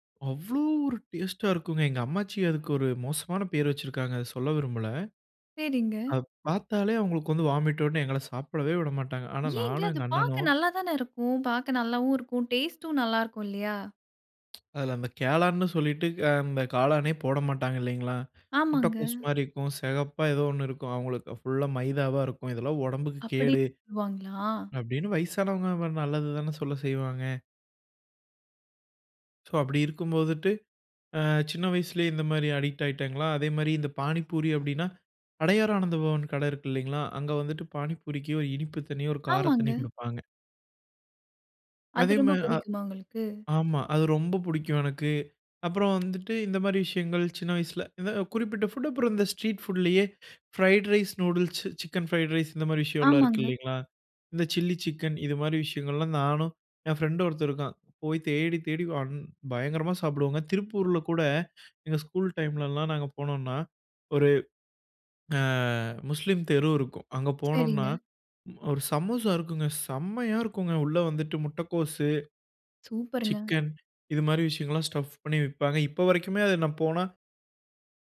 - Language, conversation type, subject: Tamil, podcast, அங்குள்ள தெரு உணவுகள் உங்களை முதன்முறையாக எப்படி கவர்ந்தன?
- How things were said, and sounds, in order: surprised: "அவ்ளோ ஒரு டேஸ்ட்‌டா இருக்குங்க!"; other background noise; "காளான்னு" said as "கேளான்ன்னு"; tapping